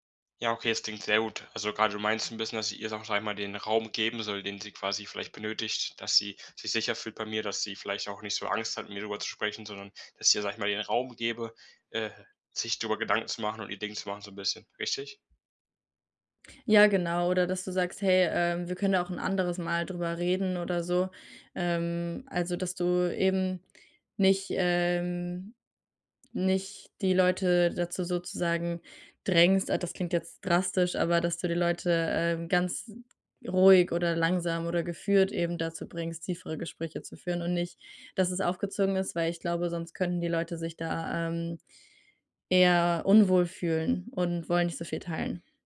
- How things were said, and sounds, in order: drawn out: "ähm"; other background noise
- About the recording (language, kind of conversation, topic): German, advice, Wie kann ich oberflächlichen Smalltalk vermeiden, wenn ich mir tiefere Gespräche wünsche?